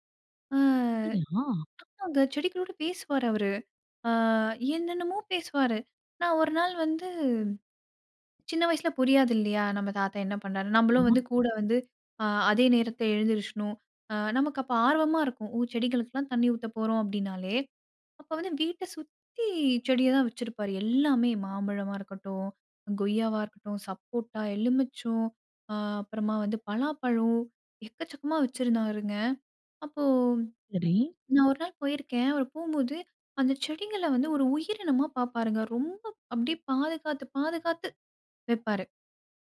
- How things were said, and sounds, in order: drawn out: "அ"; swallow
- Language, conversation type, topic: Tamil, podcast, ஒரு மரத்திடம் இருந்து என்ன கற்க முடியும்?